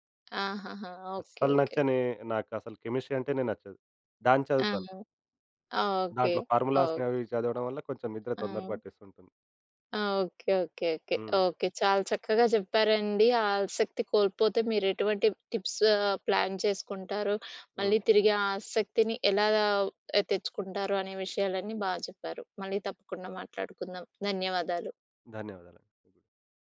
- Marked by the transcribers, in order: in English: "కెమిస్ట్రీ"; in English: "ఫార్ములాస్‌ని"; "ఆశక్తి" said as "ఆల్‌శక్తి"; in English: "టిప్స్"; in English: "ప్లాన్"; tapping
- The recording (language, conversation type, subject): Telugu, podcast, ఆసక్తి కోల్పోతే మీరు ఏ చిట్కాలు ఉపయోగిస్తారు?